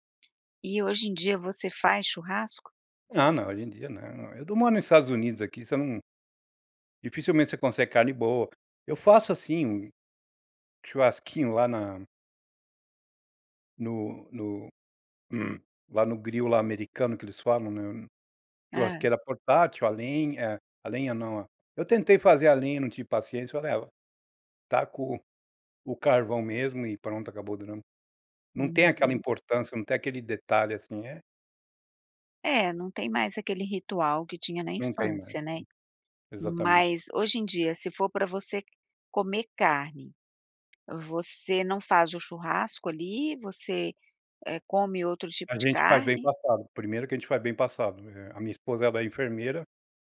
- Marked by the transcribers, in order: tapping; throat clearing; other background noise
- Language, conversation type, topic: Portuguese, podcast, Qual era um ritual à mesa na sua infância?